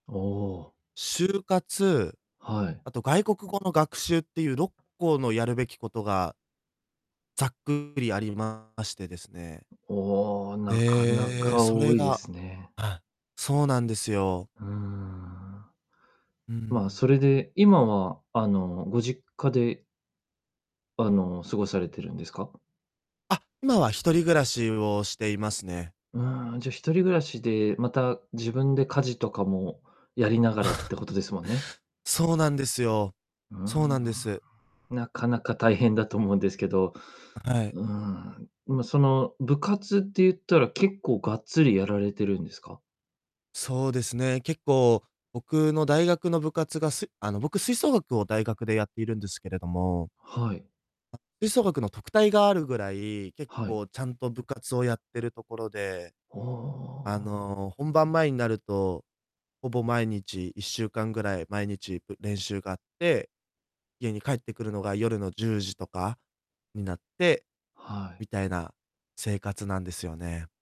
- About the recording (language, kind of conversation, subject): Japanese, advice, やるべきことが多すぎて優先順位をつけられないと感じるのはなぜですか？
- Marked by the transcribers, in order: distorted speech; tapping; drawn out: "うーん"; chuckle; static